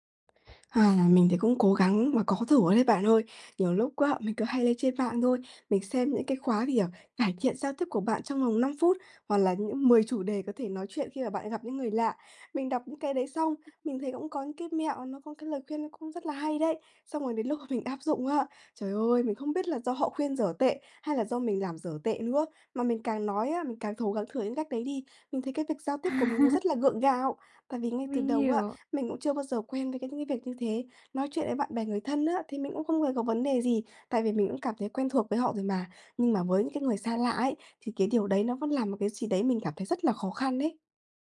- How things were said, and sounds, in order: tapping; laugh
- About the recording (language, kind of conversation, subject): Vietnamese, advice, Làm sao tôi có thể xây dựng sự tự tin khi giao tiếp trong các tình huống xã hội?